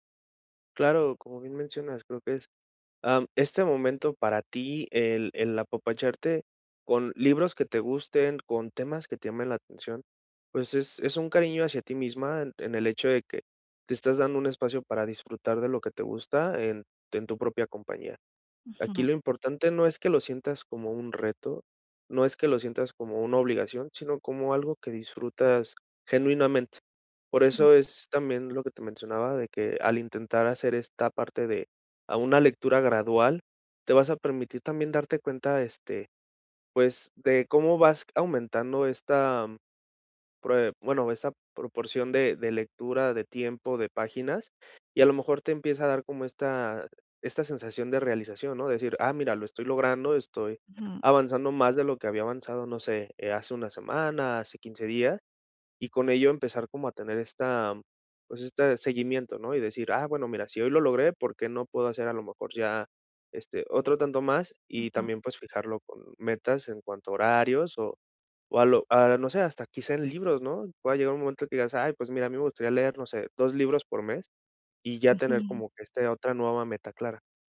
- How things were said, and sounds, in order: none
- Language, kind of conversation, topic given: Spanish, advice, ¿Por qué no logro leer todos los días aunque quiero desarrollar ese hábito?